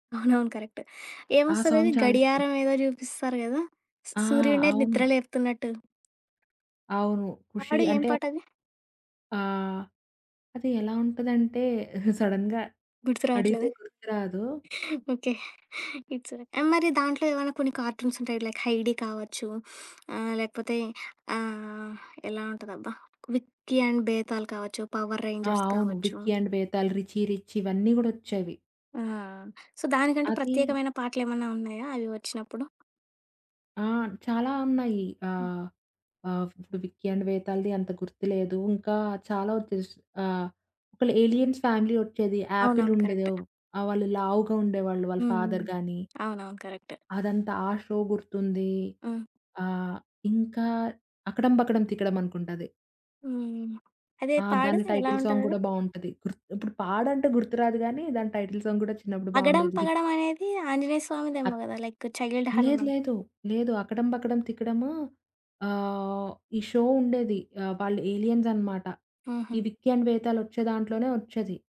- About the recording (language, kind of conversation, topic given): Telugu, podcast, మీ చిన్నప్పటి జ్ఞాపకాలను వెంటనే గుర్తుకు తెచ్చే పాట ఏది, అది ఎందుకు గుర్తొస్తుంది?
- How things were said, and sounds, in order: giggle; in English: "కరెక్ట్"; in English: "సాంగ్"; door; other background noise; giggle; in English: "సడెన్‌గా"; in English: "ఇట్స్"; in English: "లైక్"; sniff; tapping; in English: "సో"; in English: "ఏలియన్స్ ఫ్యామిలీ"; in English: "కరెక్ట్"; in English: "ఫాదర్"; in English: "కరెక్ట్"; in English: "షో"; in English: "టైటిల్ సాంగ్"; in English: "టైటిల్ సాంగ్"; in English: "లైక్ చైల్డ్ హనమాన్"; in English: "షో"